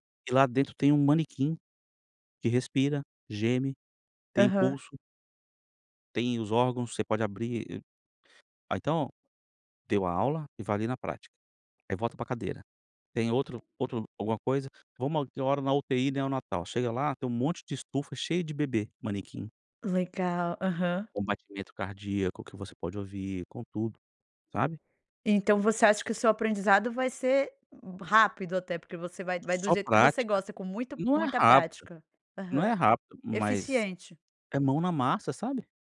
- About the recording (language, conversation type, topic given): Portuguese, podcast, O que a escola não te ensinou, mas deveria ter ensinado?
- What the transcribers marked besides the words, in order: tapping